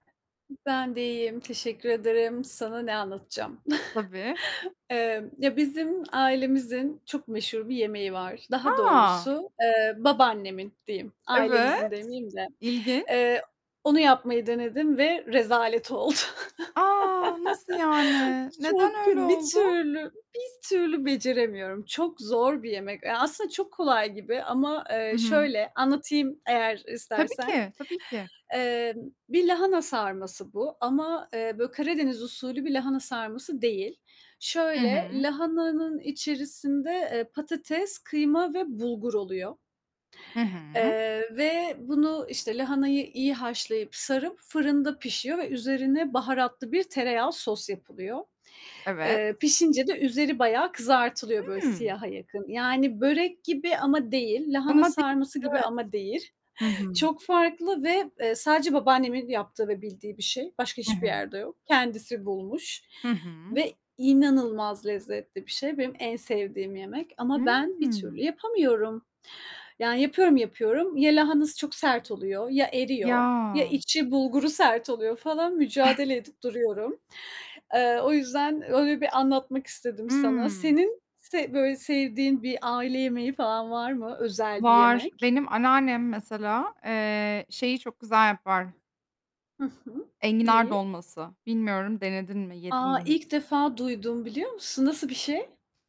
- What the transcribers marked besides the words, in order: static; other background noise; chuckle; tapping; chuckle; stressed: "bir türlü"; distorted speech; unintelligible speech; chuckle; stressed: "inanılmaz"; other noise
- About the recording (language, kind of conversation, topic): Turkish, unstructured, Ailenizin en meşhur yemeği hangisi?